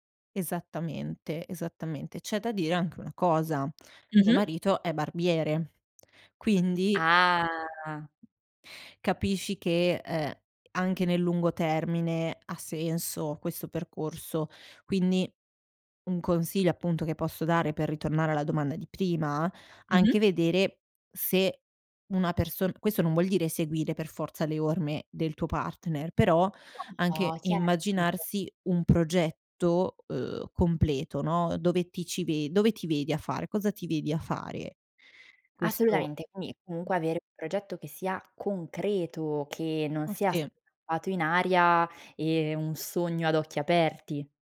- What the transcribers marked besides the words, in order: tapping; drawn out: "Ah"; other background noise; unintelligible speech; other noise; unintelligible speech
- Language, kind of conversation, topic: Italian, podcast, Qual è il primo passo per ripensare la propria carriera?
- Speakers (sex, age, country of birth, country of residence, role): female, 25-29, Italy, France, host; female, 60-64, Brazil, Italy, guest